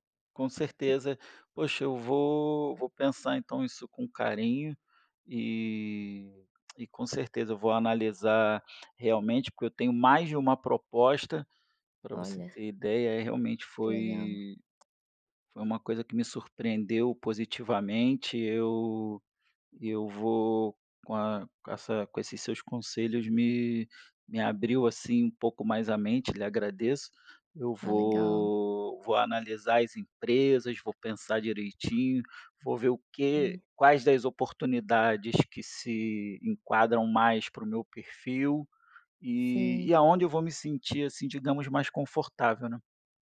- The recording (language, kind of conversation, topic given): Portuguese, advice, Como posso lidar com o medo intenso de falhar ao assumir uma nova responsabilidade?
- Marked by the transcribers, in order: none